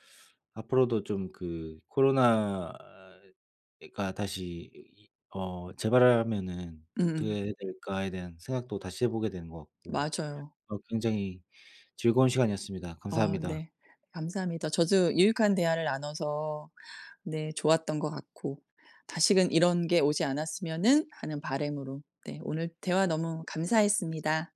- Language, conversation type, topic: Korean, unstructured, 코로나 이후 우리 사회가 어떻게 달라졌다고 느끼시나요?
- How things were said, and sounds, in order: other background noise; tapping